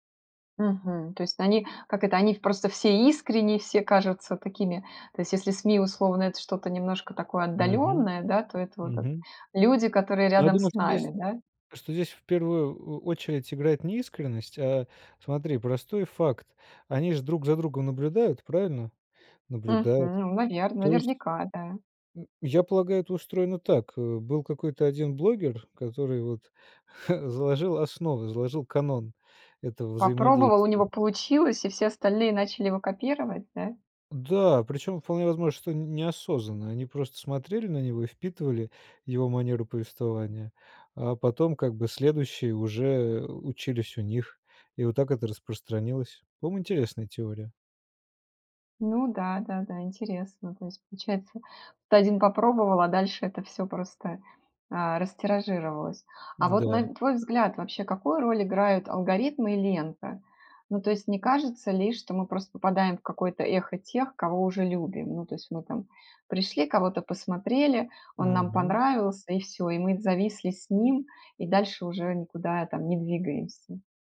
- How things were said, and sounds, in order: none
- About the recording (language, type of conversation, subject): Russian, podcast, Почему люди доверяют блогерам больше, чем традиционным СМИ?